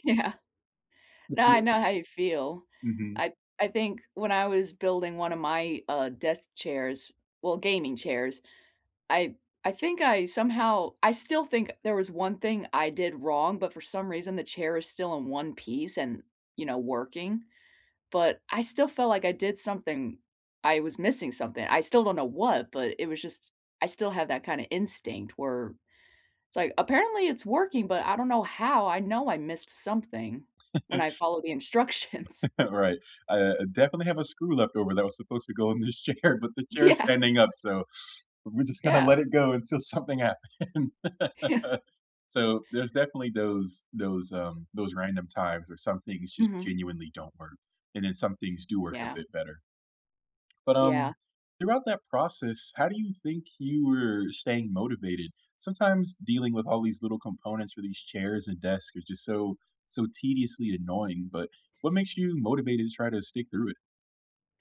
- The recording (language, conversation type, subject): English, unstructured, What is your favorite way to learn new things?
- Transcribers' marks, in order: laughing while speaking: "Yeah"; unintelligible speech; tapping; chuckle; laughing while speaking: "instructions"; other background noise; chuckle; laughing while speaking: "chair"; laughing while speaking: "Yeah"; teeth sucking; laughing while speaking: "something happen"; laughing while speaking: "Yeah"; laugh